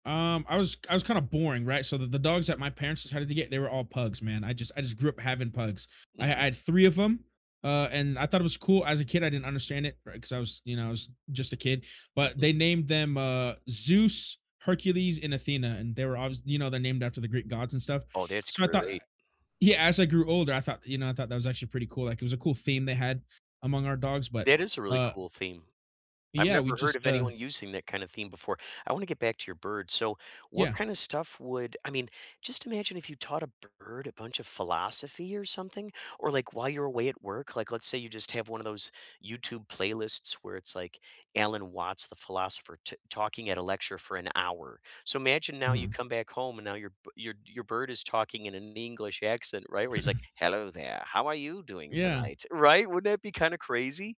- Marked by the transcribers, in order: tapping; chuckle; put-on voice: "Hello there, how are you doing tonight?"
- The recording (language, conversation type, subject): English, unstructured, How do pets shape your relationships with family, friends, and community?
- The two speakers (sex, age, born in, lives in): male, 20-24, United States, United States; male, 50-54, United States, United States